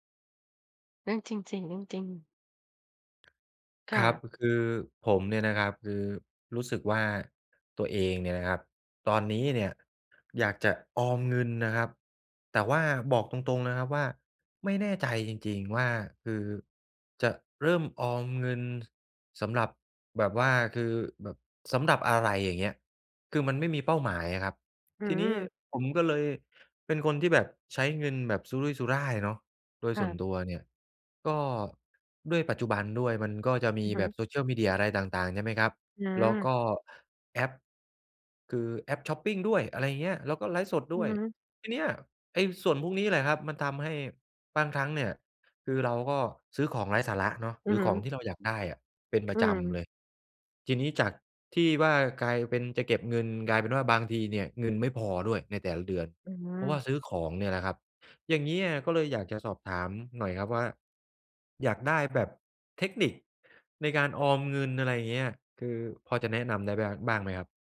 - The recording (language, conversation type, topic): Thai, advice, ฉันควรเริ่มออมเงินสำหรับเหตุฉุกเฉินอย่างไรดี?
- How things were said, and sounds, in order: tapping; other background noise